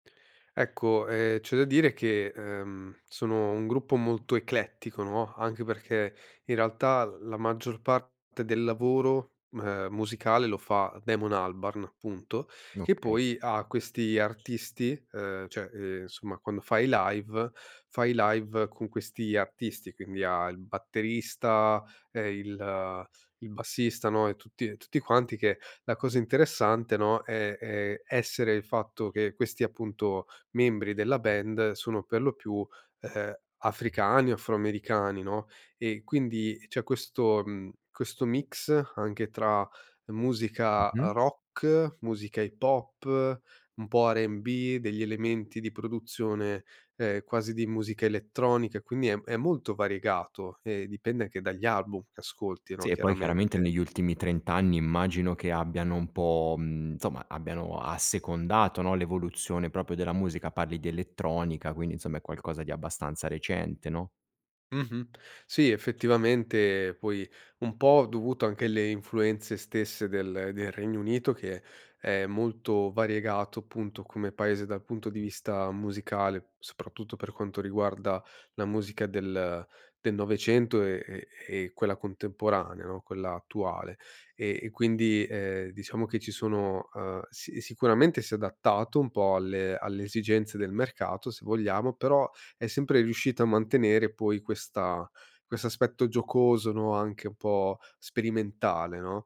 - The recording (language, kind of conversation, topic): Italian, podcast, Ci parli di un artista che unisce culture diverse nella sua musica?
- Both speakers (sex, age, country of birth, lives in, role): male, 30-34, Italy, Italy, guest; male, 35-39, Italy, France, host
- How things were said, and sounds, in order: "insomma" said as "nsomma"; "insomma" said as "nsomma"